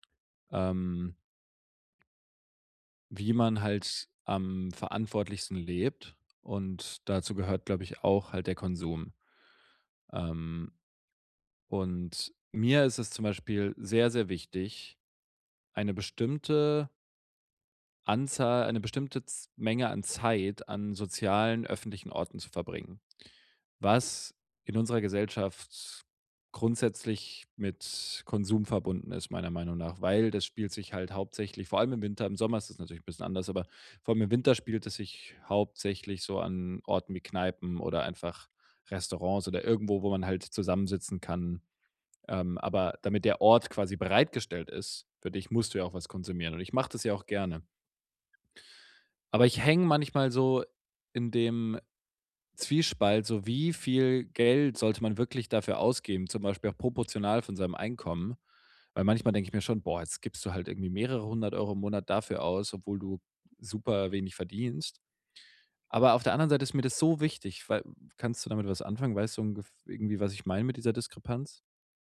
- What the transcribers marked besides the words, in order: stressed: "so"
- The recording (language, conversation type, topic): German, advice, Wie kann ich im Alltag bewusster und nachhaltiger konsumieren?
- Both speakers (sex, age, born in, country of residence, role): female, 30-34, Germany, Germany, advisor; male, 25-29, Germany, Germany, user